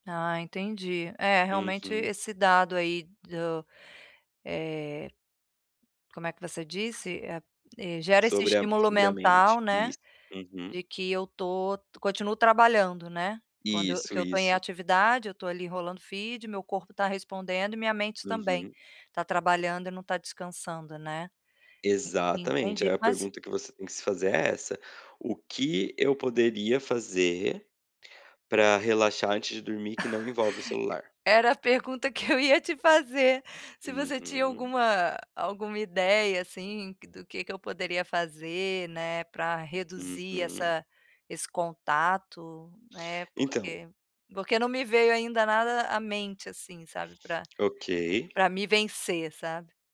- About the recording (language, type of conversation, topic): Portuguese, advice, Como posso limitar o tempo de tela à noite antes de dormir?
- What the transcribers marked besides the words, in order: chuckle